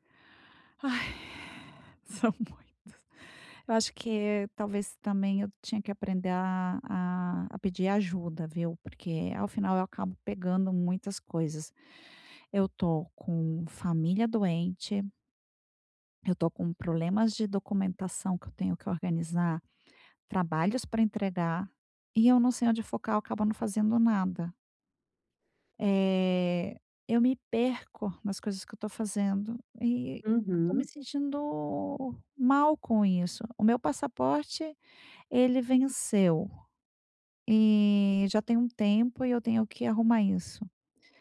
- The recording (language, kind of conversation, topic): Portuguese, advice, Como posso organizar minhas prioridades quando tudo parece urgente demais?
- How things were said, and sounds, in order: sigh